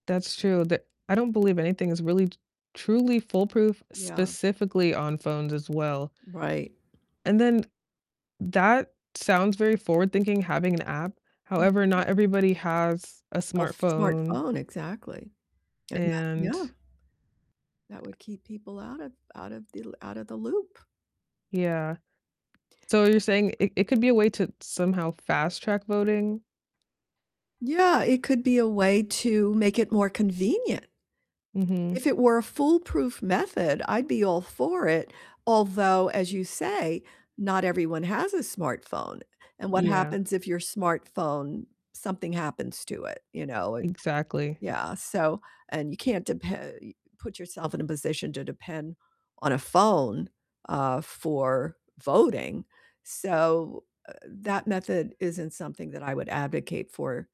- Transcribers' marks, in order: distorted speech; tapping; other background noise
- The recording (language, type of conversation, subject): English, unstructured, How should we address concerns about the future of voting rights?
- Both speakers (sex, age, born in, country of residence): female, 30-34, United States, United States; female, 75-79, United States, United States